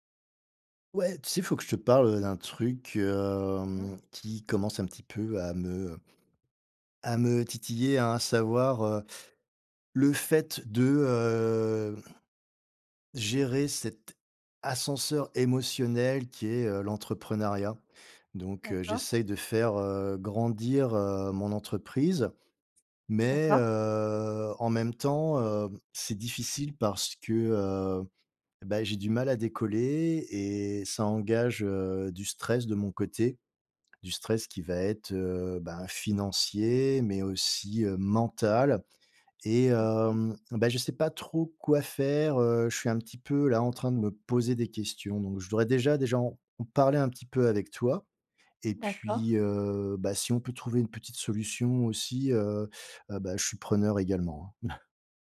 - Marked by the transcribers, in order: drawn out: "hem"; drawn out: "heu"; drawn out: "heu"; tapping; chuckle
- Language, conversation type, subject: French, advice, Comment gérer la croissance de mon entreprise sans trop de stress ?